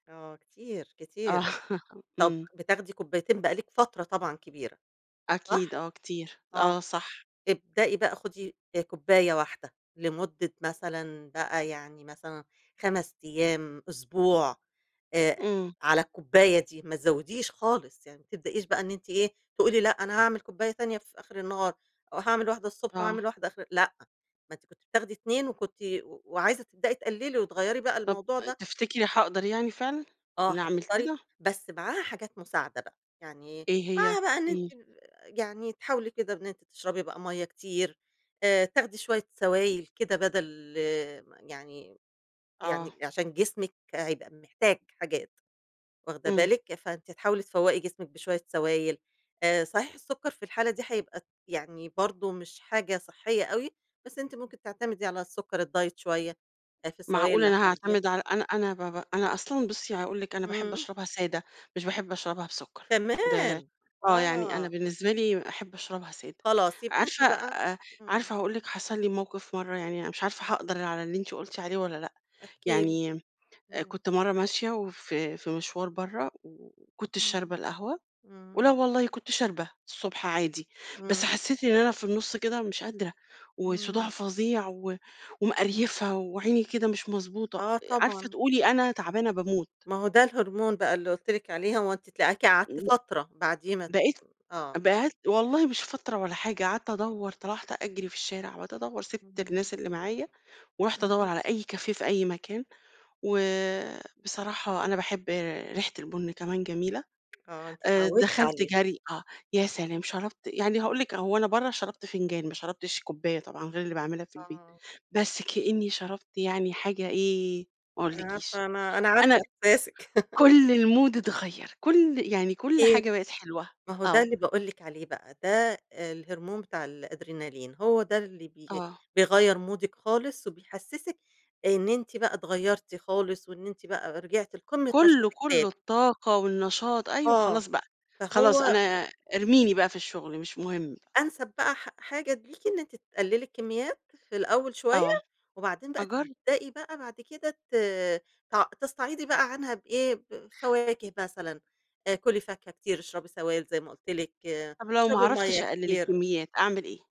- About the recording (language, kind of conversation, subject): Arabic, advice, إزاي بتعتمد على المنبهات زي القهوة علشان تتغلب على التعب؟
- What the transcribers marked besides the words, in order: laughing while speaking: "آه"; tapping; in English: "الدايت"; in English: "كافيه"; laugh; in English: "المود"; in English: "مودِك"